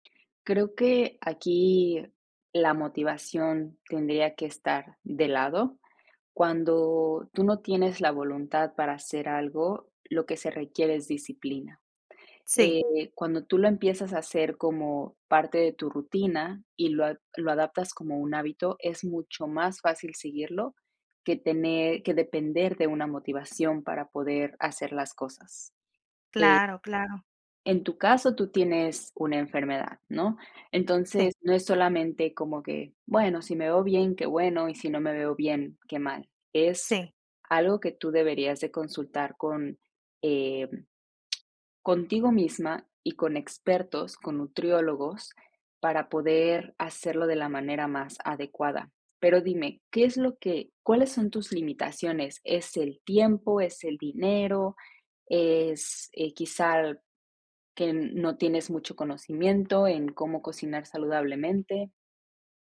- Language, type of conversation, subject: Spanish, advice, ¿Cómo puedo recuperar la motivación para cocinar comidas nutritivas?
- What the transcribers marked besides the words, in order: lip smack